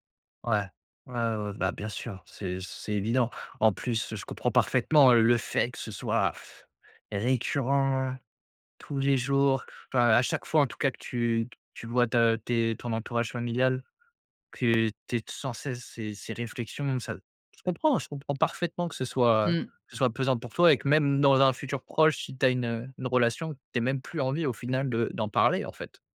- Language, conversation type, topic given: French, advice, Comment gérez-vous la pression familiale pour avoir des enfants ?
- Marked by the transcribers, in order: blowing; tapping